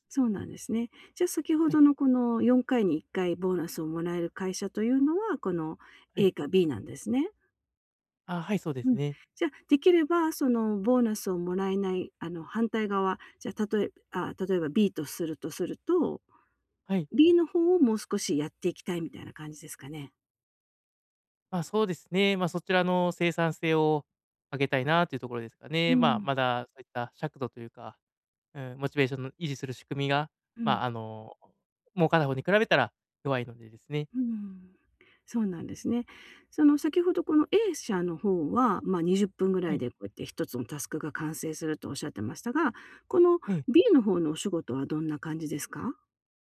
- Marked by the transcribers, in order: none
- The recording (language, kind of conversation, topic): Japanese, advice, 長くモチベーションを保ち、成功や進歩を記録し続けるにはどうすればよいですか？